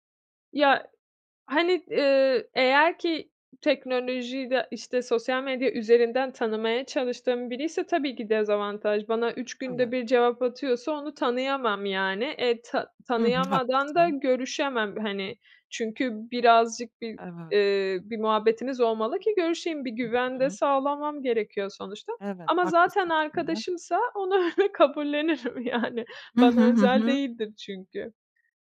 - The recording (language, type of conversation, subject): Turkish, podcast, Teknoloji sosyal ilişkilerimizi nasıl etkiledi sence?
- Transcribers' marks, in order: other background noise; tapping; unintelligible speech; laughing while speaking: "öyle kabullenirim, yani"